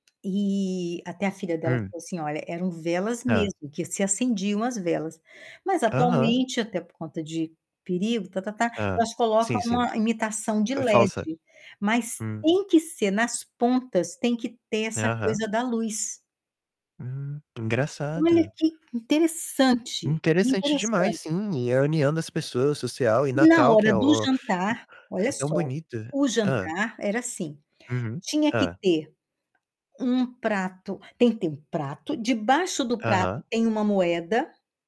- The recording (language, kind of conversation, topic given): Portuguese, unstructured, Você já sentiu tristeza ao ver uma cultura ser esquecida?
- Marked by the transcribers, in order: tapping; other background noise; distorted speech